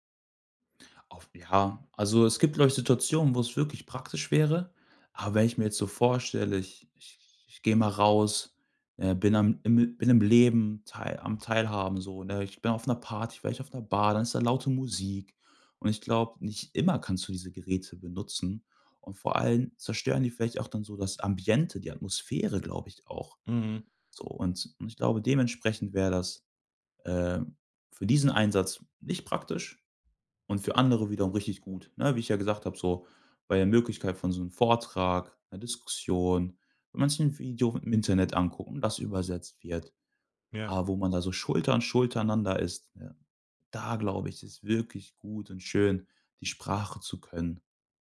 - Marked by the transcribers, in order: stressed: "immer"; stressed: "da"
- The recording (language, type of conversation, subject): German, podcast, Was würdest du jetzt gern noch lernen und warum?